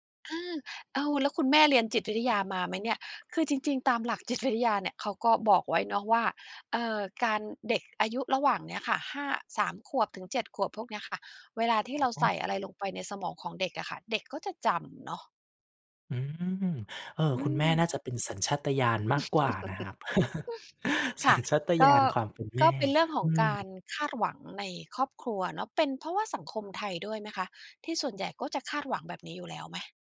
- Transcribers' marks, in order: tapping; chuckle; laughing while speaking: "สัญชาตญาณ"; other background noise
- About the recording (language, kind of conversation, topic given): Thai, podcast, ครอบครัวคาดหวังให้คุณดูแลผู้สูงอายุอย่างไรบ้าง?